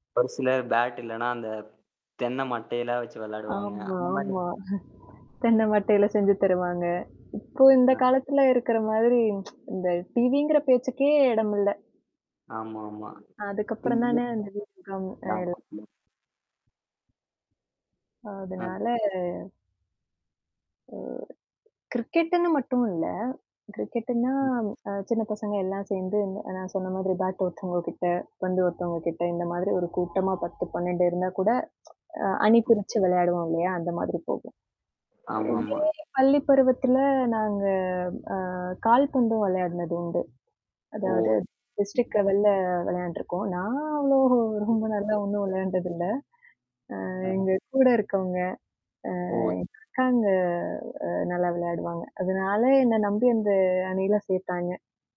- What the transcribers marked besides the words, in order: static; other background noise; laughing while speaking: "தென்ன மட்டையில செஞ்சு தருவாங்க"; other noise; tsk; unintelligible speech; distorted speech; unintelligible speech; drawn out: "அதனால"; mechanical hum; tsk; in English: "டிஸ்ட்ரிக்ட் லெவல்ல"; laughing while speaking: "நான் அவ்வளோ ரொம்ப நல்லா ஒண்ணும் வெளையாண்டது இல்ல"
- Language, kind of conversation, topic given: Tamil, podcast, வீடியோ கேம்கள் இல்லாத காலத்தில் நீங்கள் விளையாடிய விளையாட்டுகளைப் பற்றிய நினைவுகள் உங்களுக்குள்ளதா?